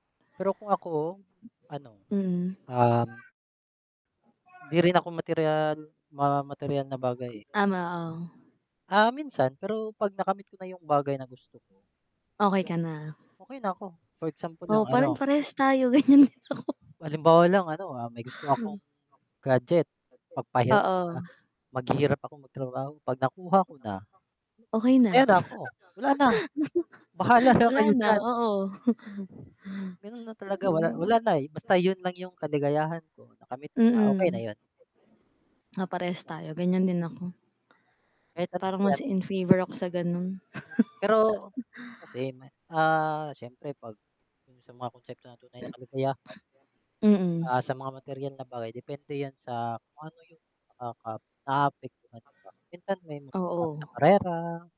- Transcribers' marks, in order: static; mechanical hum; laughing while speaking: "ganiyan din ako"; distorted speech; chuckle; chuckle; unintelligible speech; chuckle
- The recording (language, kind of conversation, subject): Filipino, unstructured, Mas pipiliin mo bang maging masaya pero walang pera, o maging mayaman pero laging malungkot?